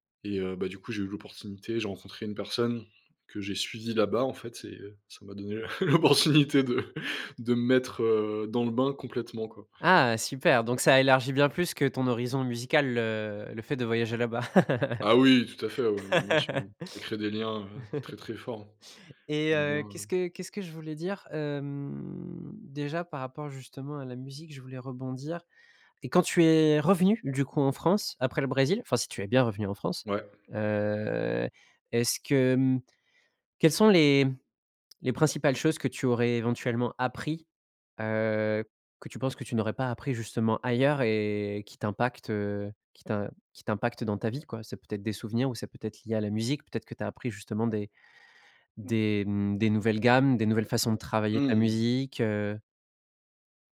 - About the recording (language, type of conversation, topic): French, podcast, En quoi voyager a-t-il élargi ton horizon musical ?
- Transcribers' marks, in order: laughing while speaking: "l'opportunité de"; drawn out: "le"; laugh; drawn out: "Hem"; stressed: "revenu"; drawn out: "heu"; drawn out: "et"